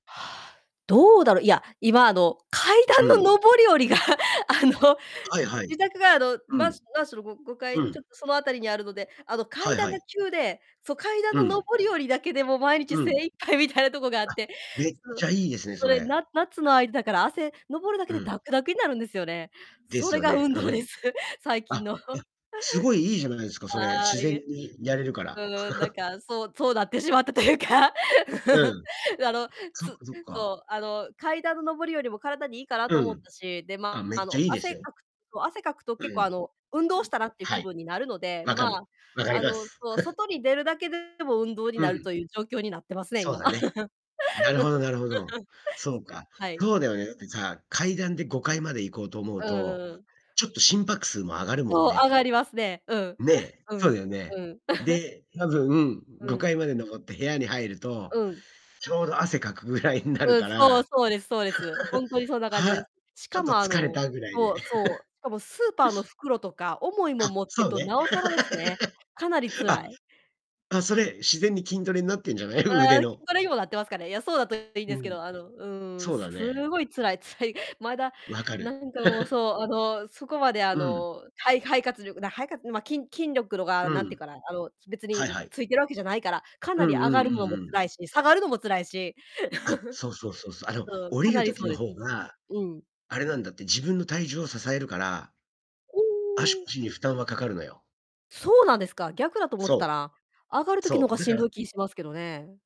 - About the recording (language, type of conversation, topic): Japanese, unstructured, 運動をすると気分はどのように変わりますか？
- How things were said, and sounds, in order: laughing while speaking: "階段の上り下りがあの"; laughing while speaking: "それが運動です、最近の"; chuckle; chuckle; laughing while speaking: "というか"; chuckle; distorted speech; chuckle; laugh; chuckle; static; laughing while speaking: "ぐらいになる"; chuckle; chuckle; laugh; chuckle; chuckle; chuckle